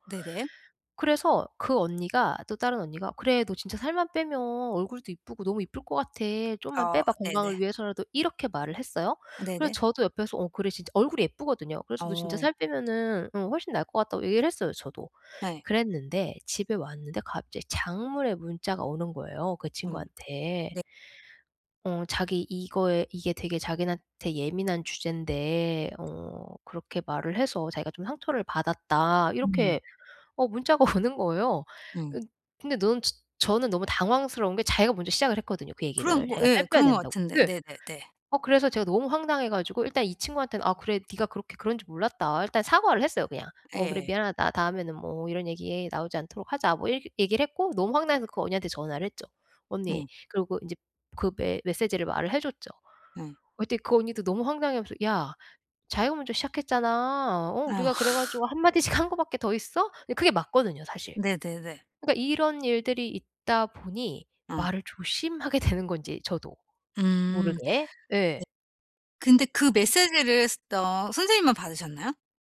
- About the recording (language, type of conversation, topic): Korean, advice, 진정성을 잃지 않으면서 나를 잘 표현하려면 어떻게 해야 할까요?
- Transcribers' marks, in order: tapping; laughing while speaking: "오는"; laugh; laughing while speaking: "한 마디씩"; laughing while speaking: "되는 건지"; other background noise